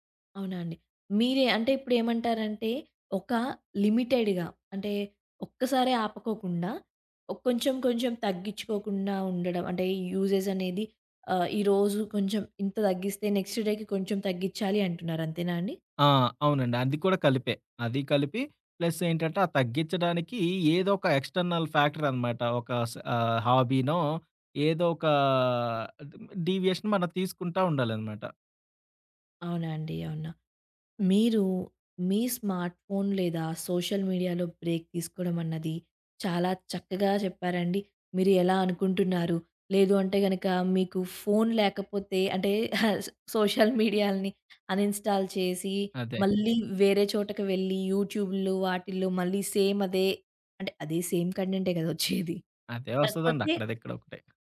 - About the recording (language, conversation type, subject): Telugu, podcast, స్మార్ట్‌ఫోన్ లేదా సామాజిక మాధ్యమాల నుంచి కొంత విరామం తీసుకోవడం గురించి మీరు ఎలా భావిస్తారు?
- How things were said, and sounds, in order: in English: "లిమిటెడ్‌గా"; in English: "యూజెస్"; in English: "నెక్స్ట్ డేకి"; in English: "ప్లస్"; in English: "ఎక్స్‌టర్నల్ ఫ్యాక్టర్"; drawn out: "ఏదోక"; in English: "డీ డీవియేషన్"; in English: "స్మార్ట్ ఫోన్"; in English: "సోషల్ మీడియాలో బ్రేక్"; laughing while speaking: "ఆహ్, స సోషల్ మీడియాలని"; in English: "అన్‌ఇన్‌స్టాల్"; in English: "సేమ్"; in English: "సేమ్"